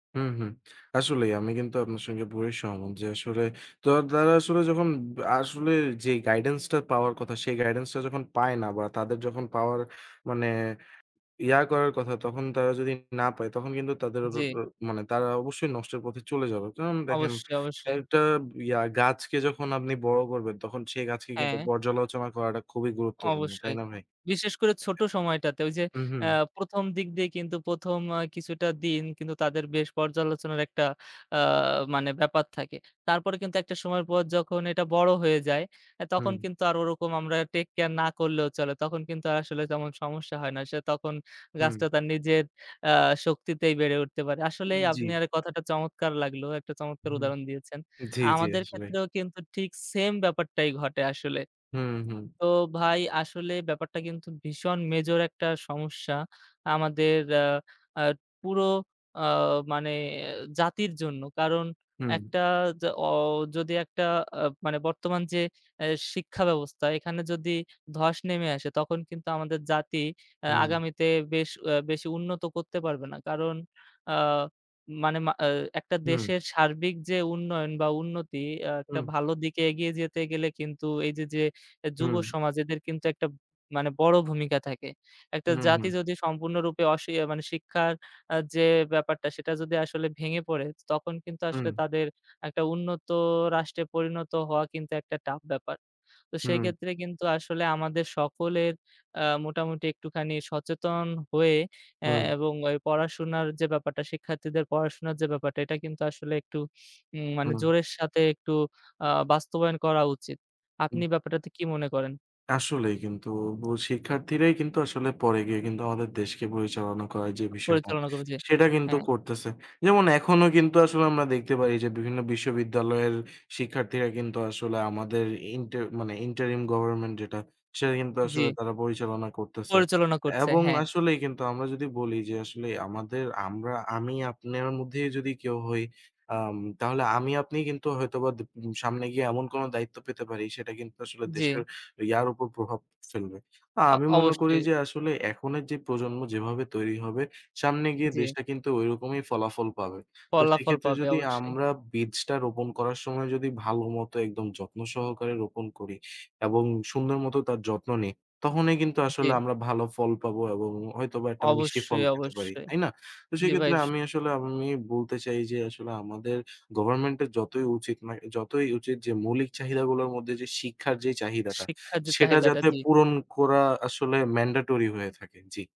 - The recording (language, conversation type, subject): Bengali, unstructured, কেন অনেক শিক্ষার্থী স্কুল ছেড়ে দেয়?
- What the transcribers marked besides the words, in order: tapping; hiccup; "আপনার" said as "আপ্নেয়ার"; other noise